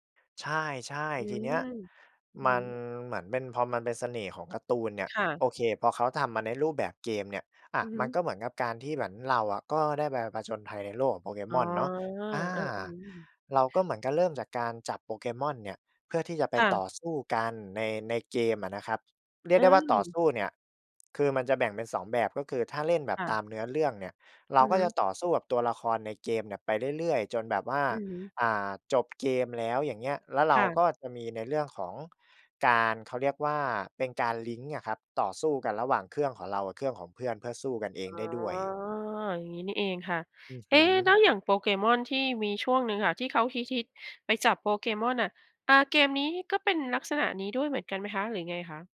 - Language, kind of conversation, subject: Thai, podcast, ของเล่นชิ้นไหนที่คุณยังจำได้แม่นที่สุด และทำไมถึงประทับใจจนจำไม่ลืม?
- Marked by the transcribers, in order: other background noise